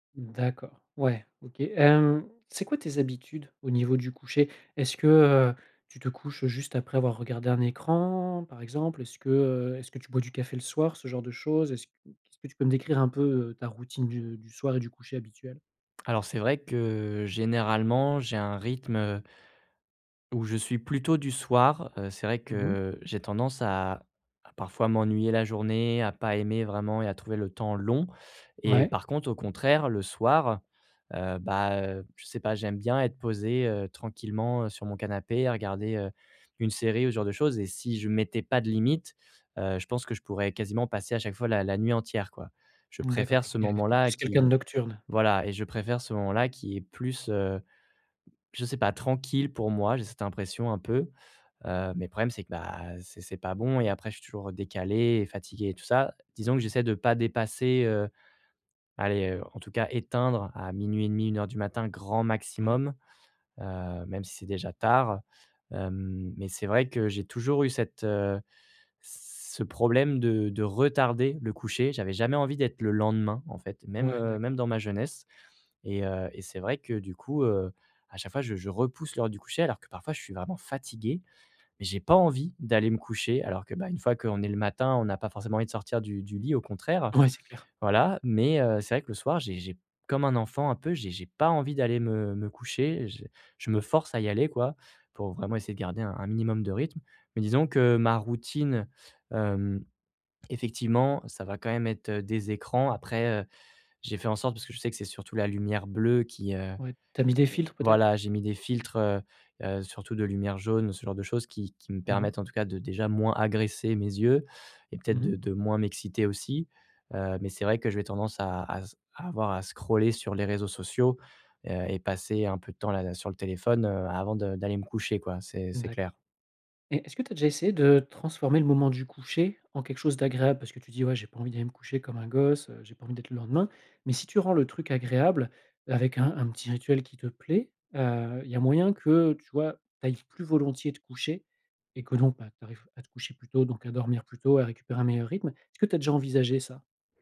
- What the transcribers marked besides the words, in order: none
- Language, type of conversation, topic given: French, advice, Pourquoi est-ce que je me réveille plusieurs fois par nuit et j’ai du mal à me rendormir ?